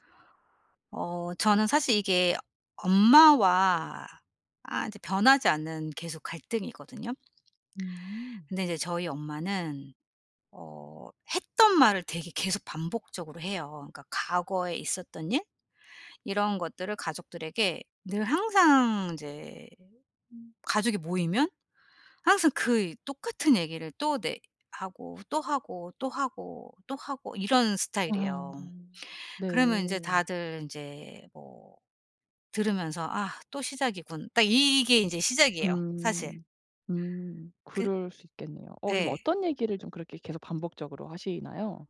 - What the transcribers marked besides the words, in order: none
- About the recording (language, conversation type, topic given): Korean, advice, 대화 방식을 바꿔 가족 간 갈등을 줄일 수 있을까요?